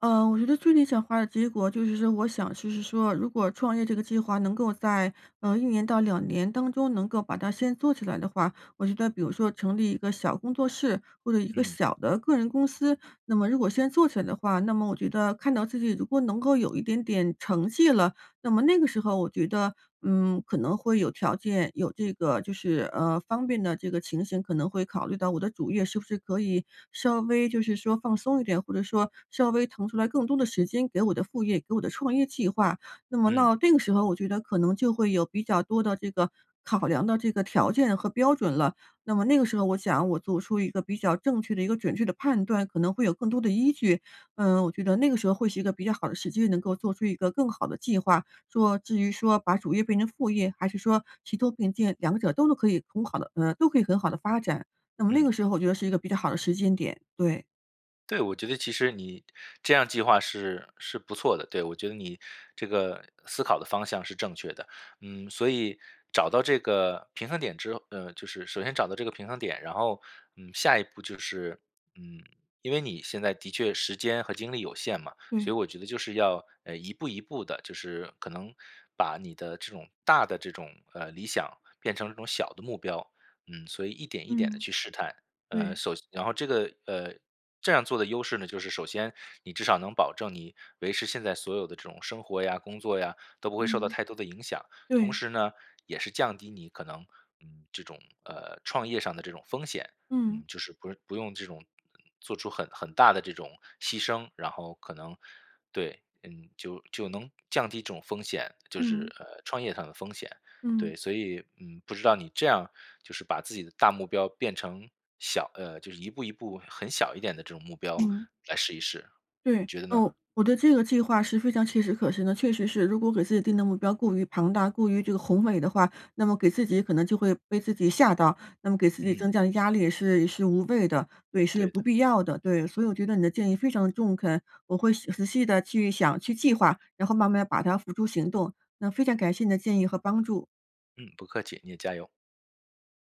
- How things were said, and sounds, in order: none
- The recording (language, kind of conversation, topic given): Chinese, advice, 我该在什么时候做重大改变，并如何在风险与稳定之间取得平衡？